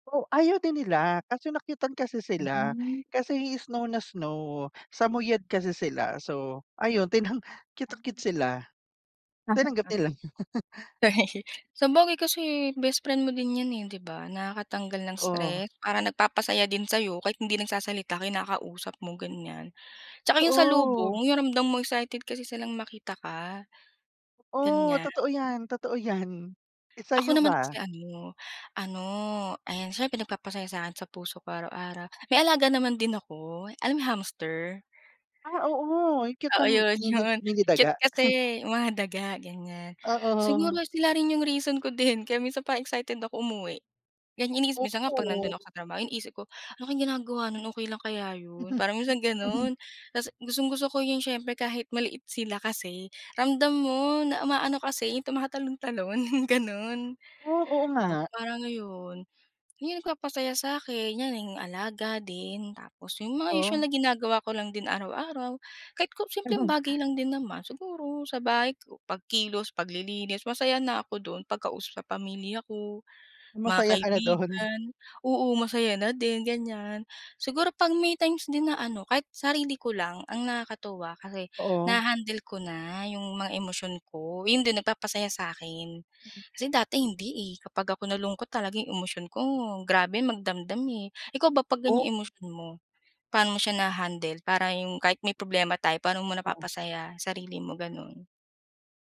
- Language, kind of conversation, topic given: Filipino, unstructured, Ano ang mga bagay na nagpapasaya sa puso mo araw-araw?
- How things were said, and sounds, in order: laugh; other background noise; laugh; laugh; laugh